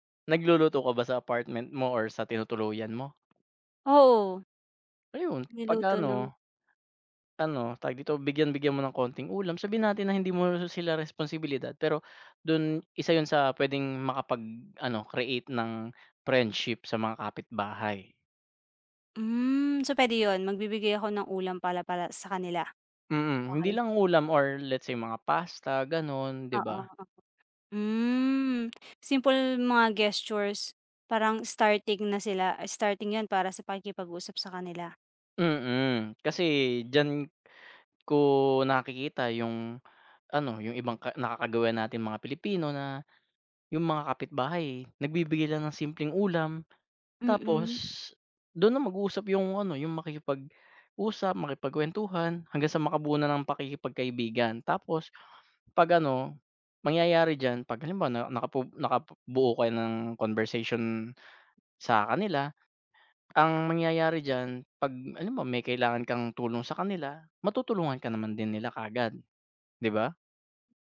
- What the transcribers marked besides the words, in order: tapping; other background noise; unintelligible speech
- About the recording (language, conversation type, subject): Filipino, advice, Paano ako makikipagkapwa nang maayos sa bagong kapitbahay kung magkaiba ang mga gawi namin?